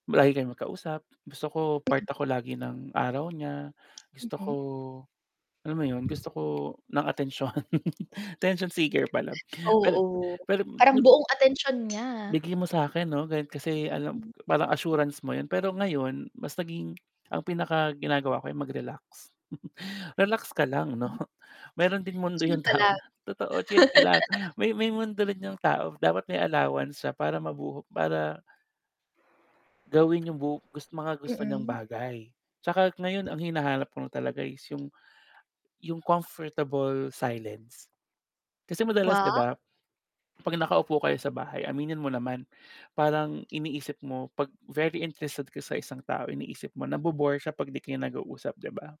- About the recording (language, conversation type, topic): Filipino, unstructured, Paano mo hinaharap ang pagkabigo sa mga relasyon?
- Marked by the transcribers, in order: static; unintelligible speech; wind; tapping; chuckle; chuckle; laughing while speaking: "'no"; laughing while speaking: "'yung tao nga"; laugh; other background noise